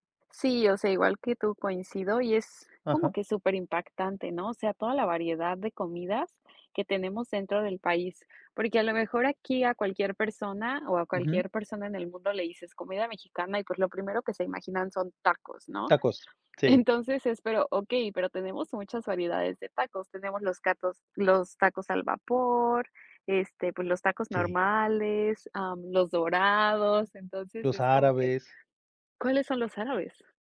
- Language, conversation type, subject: Spanish, unstructured, ¿Qué papel juega la comida en la identidad cultural?
- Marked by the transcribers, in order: none